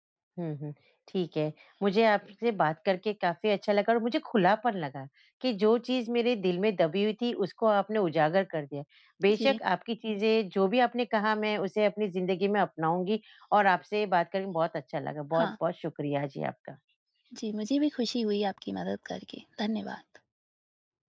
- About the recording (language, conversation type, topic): Hindi, advice, जब प्रगति बहुत धीमी लगे, तो मैं प्रेरित कैसे रहूँ और चोट से कैसे बचूँ?
- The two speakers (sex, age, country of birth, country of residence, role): female, 20-24, India, India, advisor; female, 50-54, India, India, user
- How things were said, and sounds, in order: none